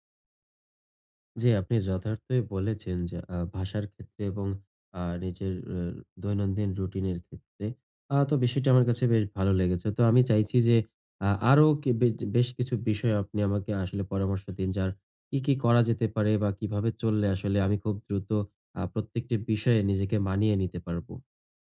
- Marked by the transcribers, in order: none
- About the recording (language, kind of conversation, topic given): Bengali, advice, অপরিচিত জায়গায় আমি কীভাবে দ্রুত মানিয়ে নিতে পারি?